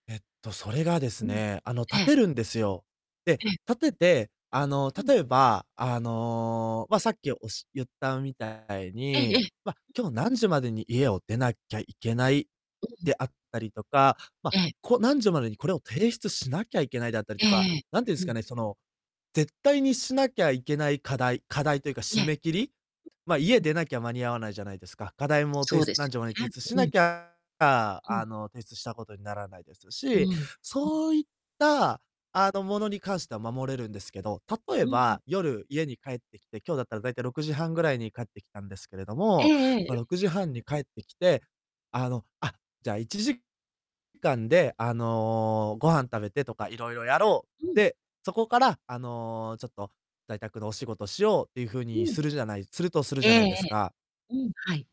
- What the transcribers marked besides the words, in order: distorted speech
- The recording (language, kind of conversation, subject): Japanese, advice, 仕事と私生活の切り替えがうまくできず疲れてしまうのですが、どうすればいいですか？
- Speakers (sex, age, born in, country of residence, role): female, 50-54, Japan, France, advisor; male, 20-24, Japan, Japan, user